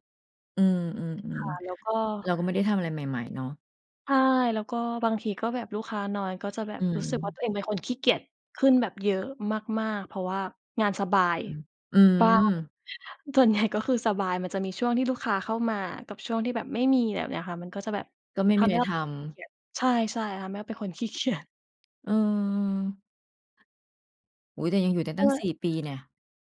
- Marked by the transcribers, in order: unintelligible speech; laughing while speaking: "ใหญ่"; laughing while speaking: "ขี้เกียจ"
- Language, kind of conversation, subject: Thai, unstructured, คุณอยากเห็นตัวเองในอีก 5 ปีข้างหน้าเป็นอย่างไร?